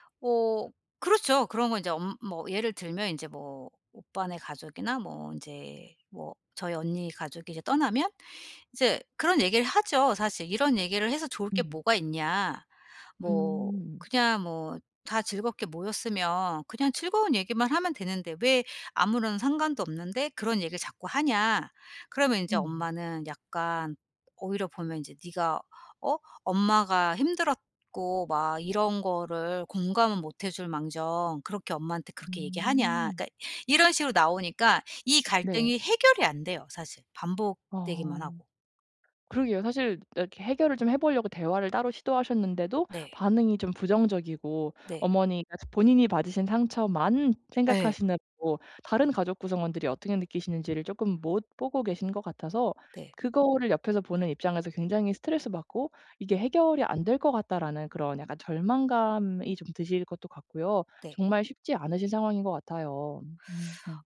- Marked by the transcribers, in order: other background noise; tapping
- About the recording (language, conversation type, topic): Korean, advice, 대화 방식을 바꿔 가족 간 갈등을 줄일 수 있을까요?